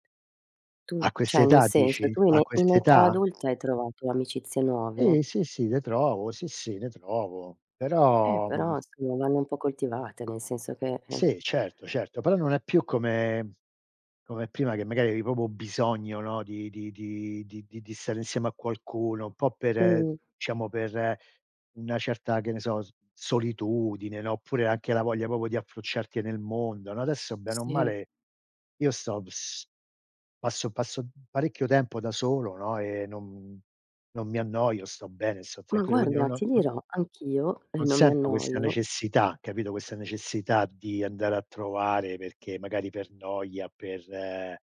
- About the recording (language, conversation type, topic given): Italian, unstructured, Come definiresti un’amicizia vera?
- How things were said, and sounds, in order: "cioè" said as "ceh"; "proprio" said as "propo"; "diciamo" said as "ciamo"; "proprio" said as "propio"